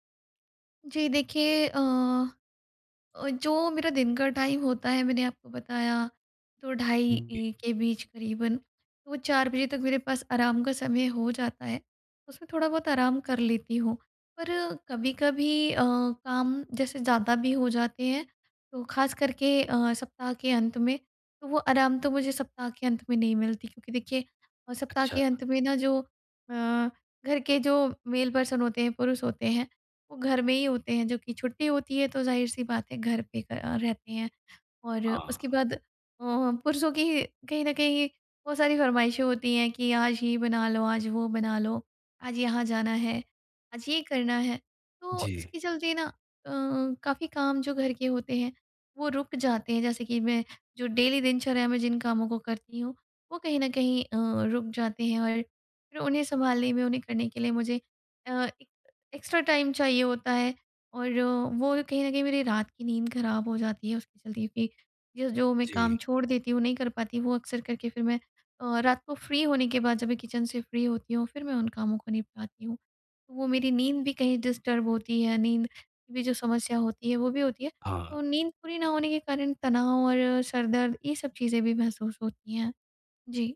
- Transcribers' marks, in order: in English: "टाइम"; in English: "मेल पर्सन"; in English: "डेली"; in English: "एक्स्ट्रा टाइम"; in English: "फ्री"; in English: "किचन"; in English: "फ्री"; in English: "डिस्टर्ब"
- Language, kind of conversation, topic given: Hindi, advice, मैं रोज़ एक स्थिर दिनचर्या कैसे बना सकता/सकती हूँ और उसे बनाए कैसे रख सकता/सकती हूँ?